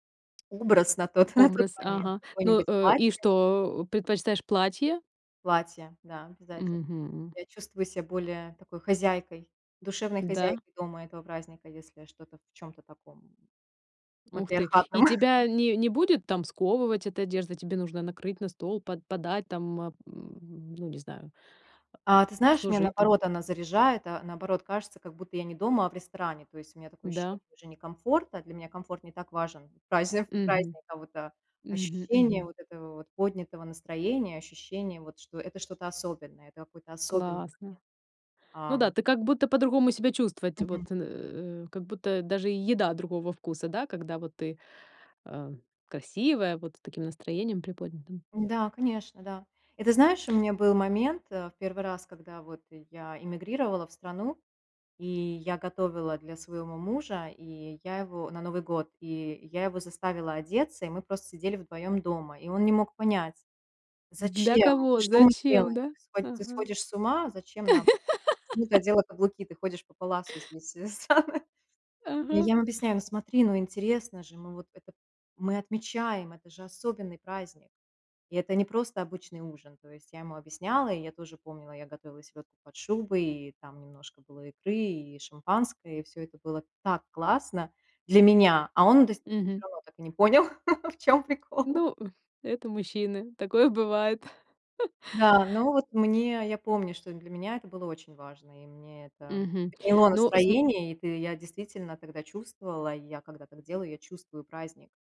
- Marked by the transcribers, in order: laughing while speaking: "на тот"; chuckle; laugh; laughing while speaking: "самое"; stressed: "для меня"; chuckle; laughing while speaking: "в чём прикол"; chuckle
- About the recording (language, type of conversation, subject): Russian, podcast, Чем у вас дома отличается праздничный ужин от обычного?